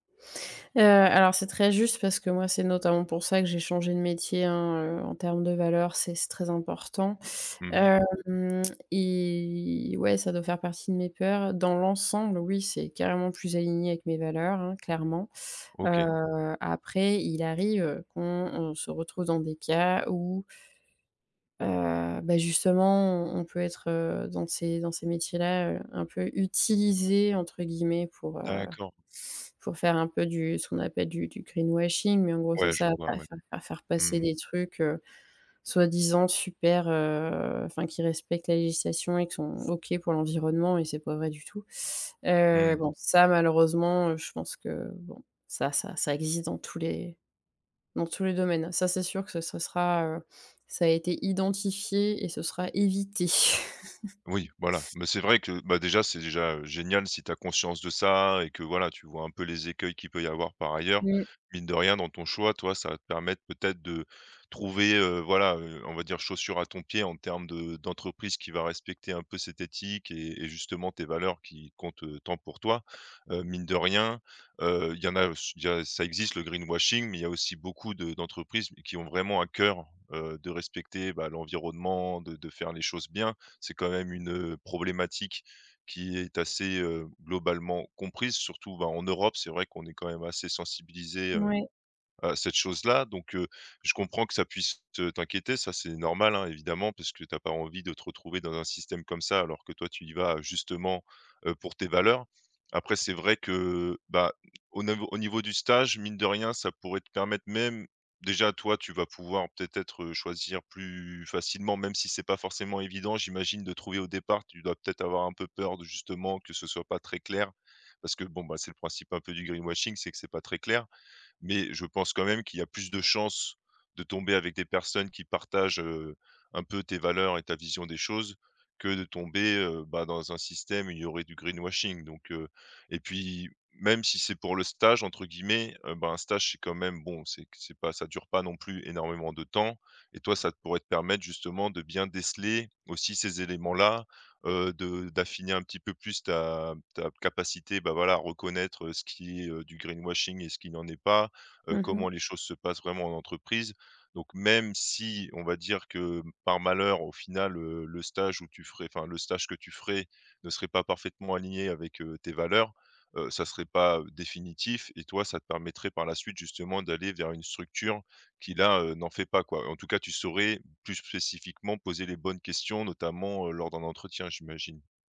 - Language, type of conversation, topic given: French, advice, Comment la procrastination vous empêche-t-elle d’avancer vers votre but ?
- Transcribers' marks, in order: other background noise; tapping; in English: "greenwashing"; chuckle; in English: "greenwashing"; in English: "greenwashing"; in English: "greenwashing"; in English: "greenwashing"; "spécifiquement" said as "pfécifiquement"